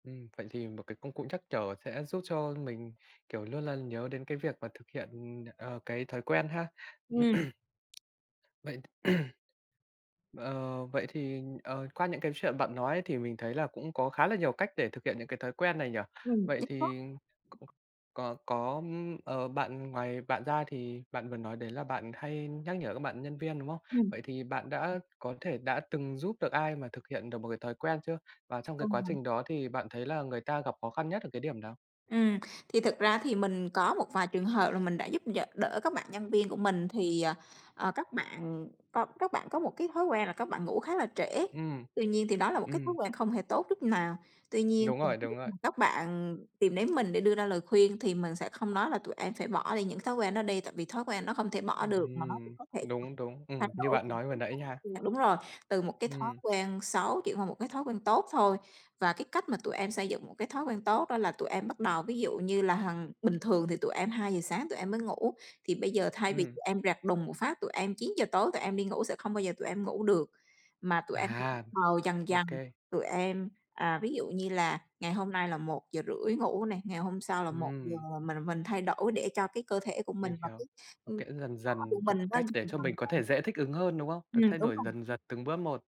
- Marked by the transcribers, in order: throat clearing; tapping; throat clearing; other background noise; unintelligible speech; unintelligible speech; unintelligible speech
- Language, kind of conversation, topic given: Vietnamese, podcast, Bạn làm thế nào để bắt đầu một thói quen mới dễ dàng hơn?
- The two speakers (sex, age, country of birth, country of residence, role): female, 35-39, Vietnam, Vietnam, guest; male, 20-24, Vietnam, Vietnam, host